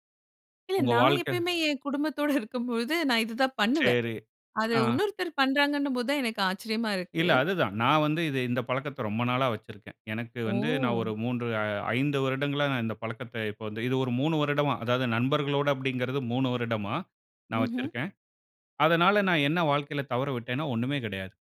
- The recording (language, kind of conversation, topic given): Tamil, podcast, ஊடகங்கள் மற்றும் கைப்பேசிகள் உரையாடலைச் சிதறடிக்கிறதா, அதை நீங்கள் எப்படி சமாளிக்கிறீர்கள்?
- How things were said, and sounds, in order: none